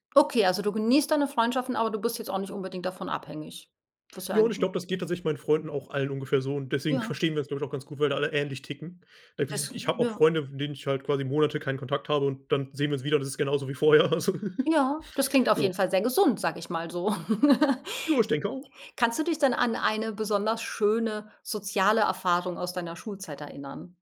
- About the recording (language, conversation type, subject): German, podcast, Was würdest du deinem jüngeren Schul-Ich raten?
- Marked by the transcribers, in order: laughing while speaking: "vorher also"; giggle; laugh